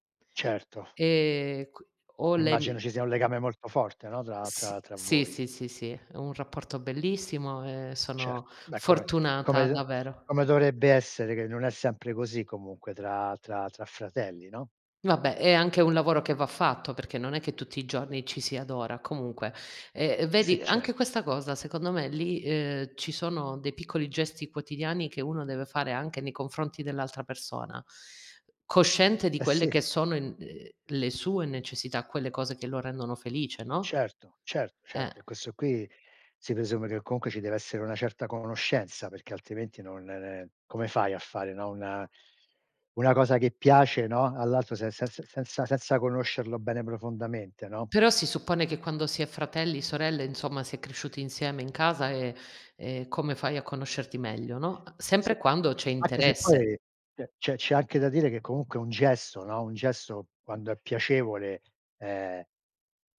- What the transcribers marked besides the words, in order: "davvero" said as "davero"; tapping
- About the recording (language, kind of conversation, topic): Italian, unstructured, Qual è un piccolo gesto che ti rende felice?